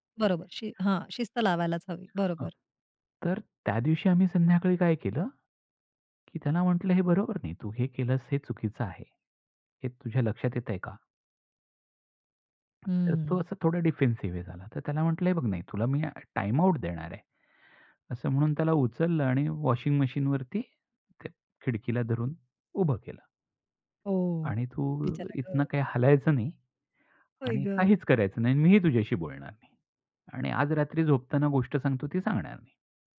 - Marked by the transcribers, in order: other background noise; in English: "डिफेन्सिव्ह"; other noise
- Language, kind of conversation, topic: Marathi, podcast, लहान मुलांसमोर वाद झाल्यानंतर पालकांनी कसे वागायला हवे?